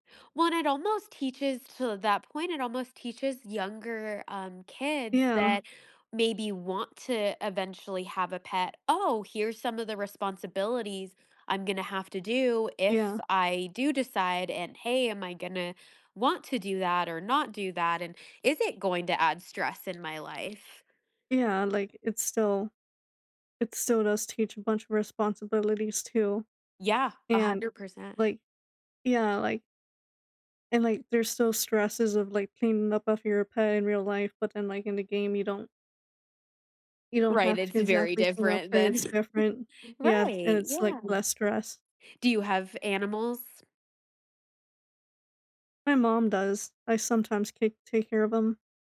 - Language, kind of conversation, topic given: English, unstructured, How do video games help relieve stress?
- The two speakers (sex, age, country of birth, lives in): female, 25-29, United States, United States; female, 30-34, United States, United States
- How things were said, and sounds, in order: stressed: "Oh"; other background noise; chuckle